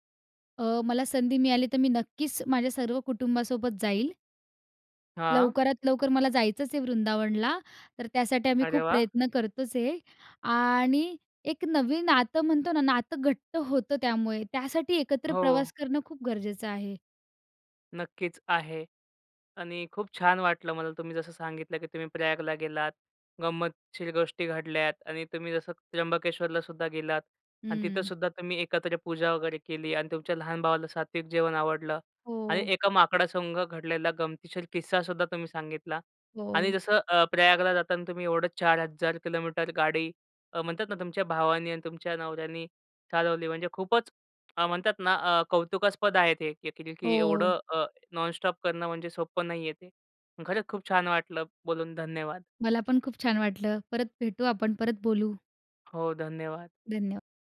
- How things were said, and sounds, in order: tapping; in English: "नॉनस्टॉप"; other noise
- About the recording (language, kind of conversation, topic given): Marathi, podcast, एकत्र प्रवास करतानाच्या आठवणी तुमच्यासाठी का खास असतात?